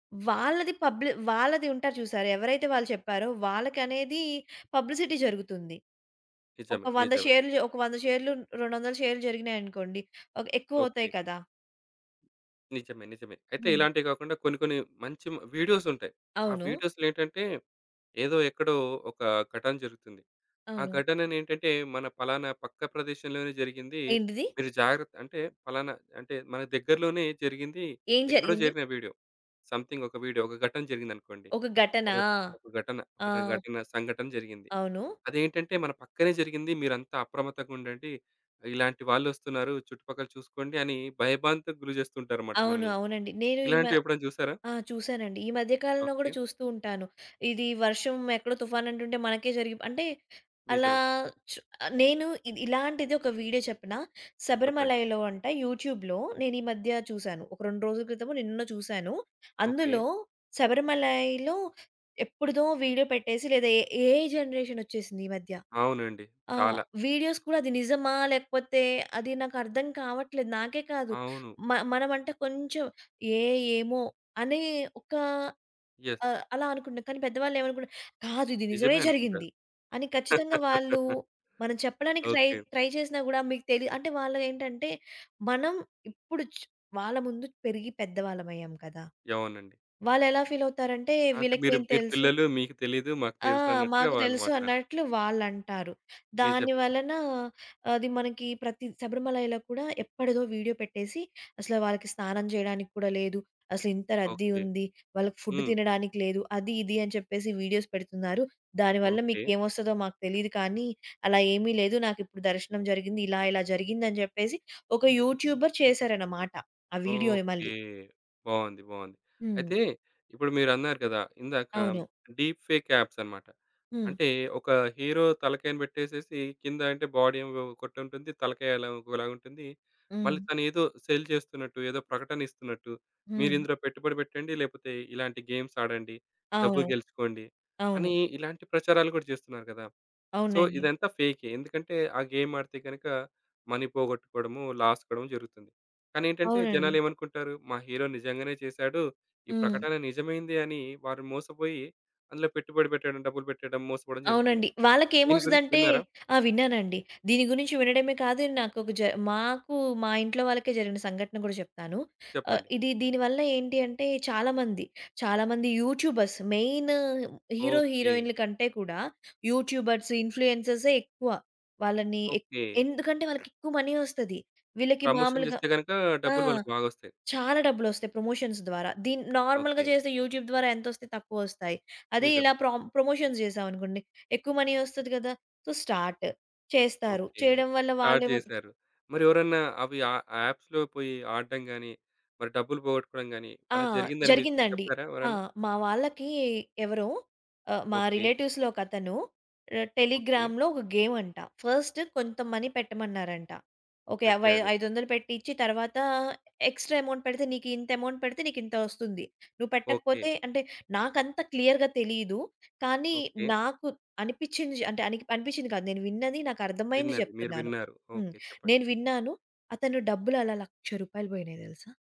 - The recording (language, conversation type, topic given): Telugu, podcast, ఫేక్ న్యూస్ కనిపిస్తే మీరు ఏమి చేయాలని అనుకుంటారు?
- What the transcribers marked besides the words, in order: in English: "పబ్లిసిటీ"; in English: "వీడియోస్"; in English: "వీడియోస్‌లో"; in English: "సమెథింగ్"; in English: "యూట్యూబ్‌లో"; in English: "ఏఐ జనరేషన్"; in English: "వీడియోస్"; in English: "యెస్"; chuckle; in English: "ట్రై, ట్రై"; in English: "ఫుడ్"; in English: "వీడియోస్"; in English: "యూట్యూబర్"; in English: "డీప్ ఫేక్"; in English: "హీరో"; in English: "బాడీ"; in English: "సెల్"; in English: "గేమ్స్"; in English: "సో"; in English: "గేమ్"; in English: "మనీ"; in English: "లాస్"; in English: "హీరో"; in English: "యూట్యూబర్స్"; in English: "హీరో"; in English: "యూట్యూబర్స్"; in English: "మనీ"; in English: "ప్రమోషన్"; in English: "ప్రమోషన్స్"; in English: "నార్మల్‌గా"; in English: "యూట్యూబ్"; in English: "ప్రమోషన్స్"; in English: "మనీ"; in English: "సో"; in English: "స్టార్ట్"; in English: "ఆప్స్‌లో"; in English: "రిలేటివ్స్‌లో"; in English: "టెలిగ్రామ్‌లో"; in English: "మనీ"; in English: "ఎక్స్‌ట్రా అమౌంట్"; in English: "అమౌంట్"; in English: "క్లియర్‌గా"